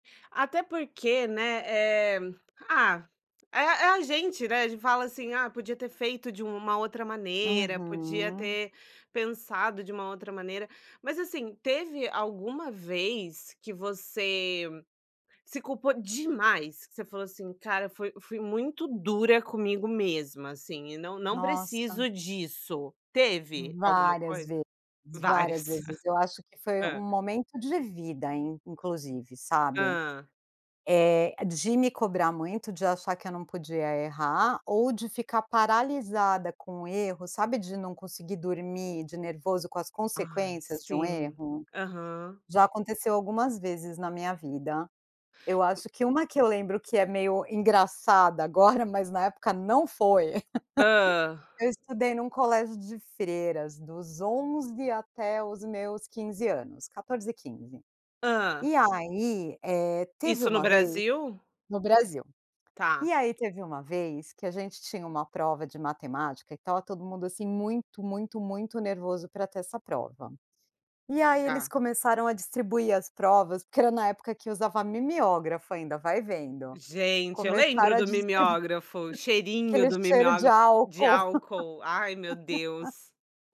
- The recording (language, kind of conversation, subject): Portuguese, podcast, Como você aprende com os seus erros sem se culpar demais?
- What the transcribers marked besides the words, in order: drawn out: "Uhum"; chuckle; laugh; chuckle; laugh